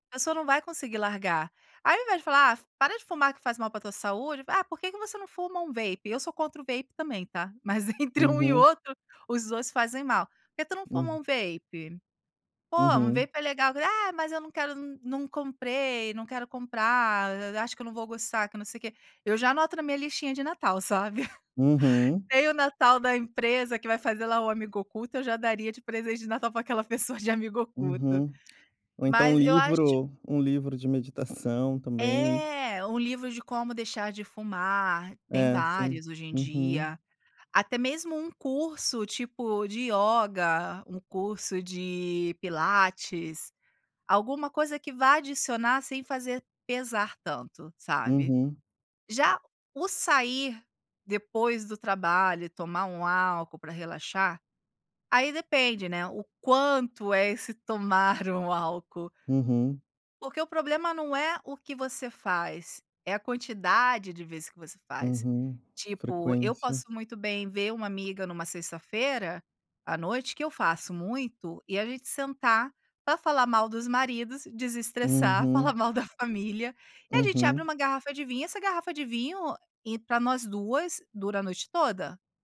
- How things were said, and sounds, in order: laughing while speaking: "mas, entre um e outro"; chuckle
- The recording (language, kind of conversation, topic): Portuguese, podcast, O que você faz para diminuir o estresse rapidamente?